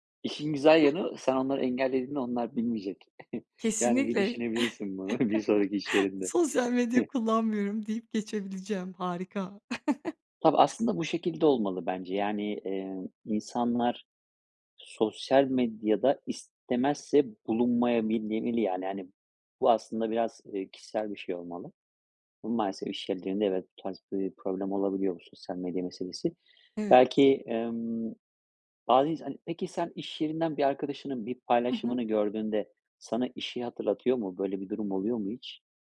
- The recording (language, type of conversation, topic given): Turkish, podcast, İş stresini ev hayatından nasıl ayırıyorsun?
- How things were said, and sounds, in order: giggle; chuckle; laughing while speaking: "bir sonraki"; chuckle; other background noise; "bulunmayabilmeli" said as "bulunmayabilyemeli"